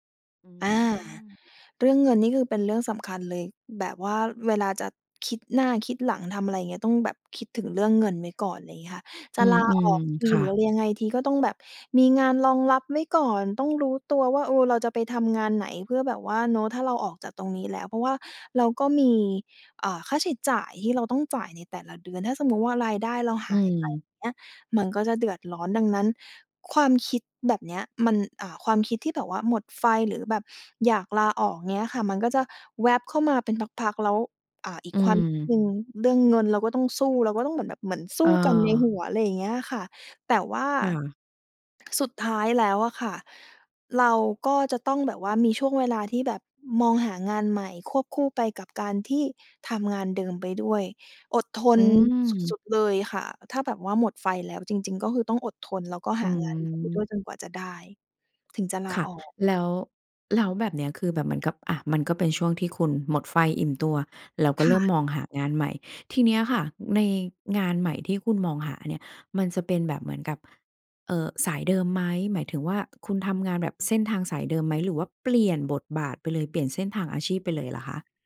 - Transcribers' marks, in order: other background noise
- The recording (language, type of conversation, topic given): Thai, podcast, อะไรคือสัญญาณว่าคุณควรเปลี่ยนเส้นทางอาชีพ?